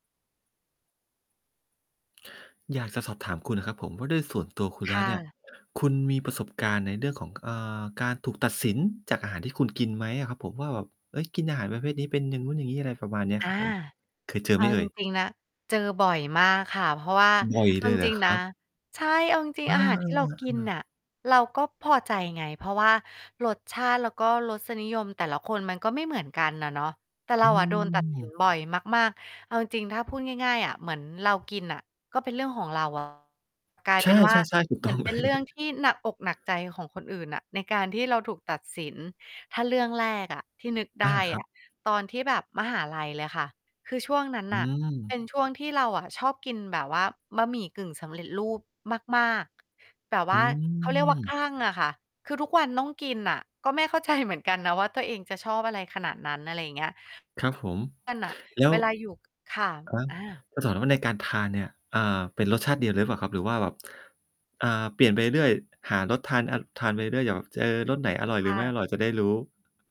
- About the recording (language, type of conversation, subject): Thai, podcast, คุณเคยมีประสบการณ์ถูกตัดสินจากอาหารที่คุณกินไหม?
- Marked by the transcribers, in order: distorted speech; laughing while speaking: "เลย"; chuckle